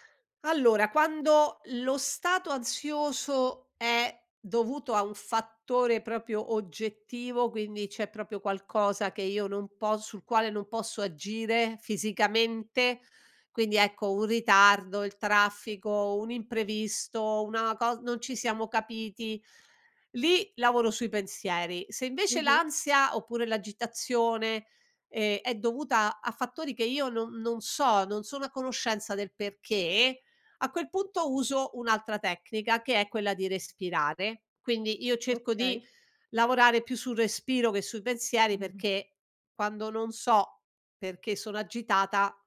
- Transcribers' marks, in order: "proprio" said as "propio"; "proprio" said as "propio"
- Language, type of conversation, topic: Italian, podcast, Qual è un trucco per calmare la mente in cinque minuti?
- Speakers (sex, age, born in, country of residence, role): female, 25-29, Italy, Italy, host; female, 60-64, Italy, Italy, guest